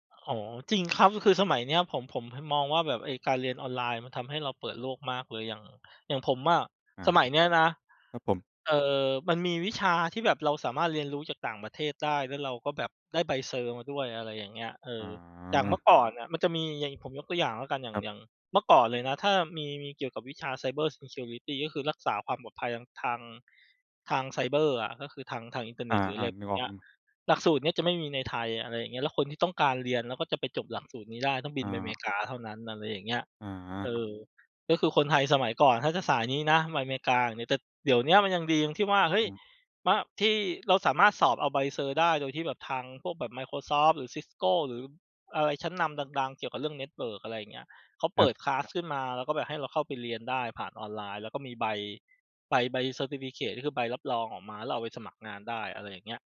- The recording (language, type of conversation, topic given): Thai, unstructured, คุณคิดว่าการเรียนออนไลน์ดีกว่าการเรียนในห้องเรียนหรือไม่?
- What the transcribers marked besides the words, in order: in English: "เซอร์"; in English: "เซอร์"; in English: "คลาส"; in English: "เซอร์ทิฟิเคิต"